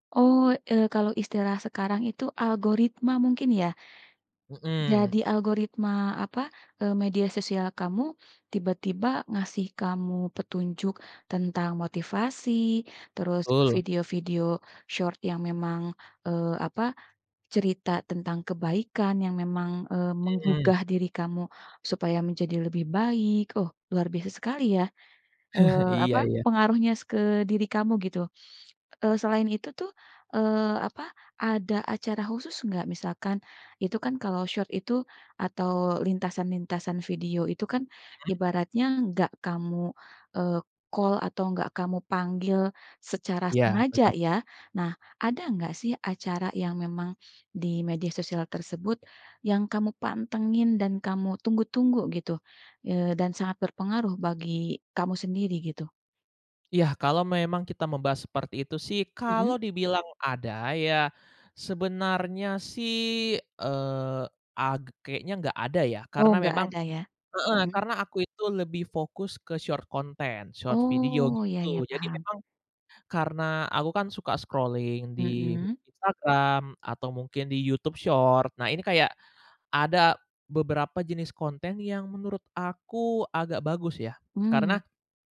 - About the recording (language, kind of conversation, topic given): Indonesian, podcast, Bagaimana media dapat membantu kita lebih mengenal diri sendiri?
- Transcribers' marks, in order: in English: "short"; chuckle; in English: "short"; other background noise; in English: "call"; tapping; in English: "short content, short"; in English: "scrolling"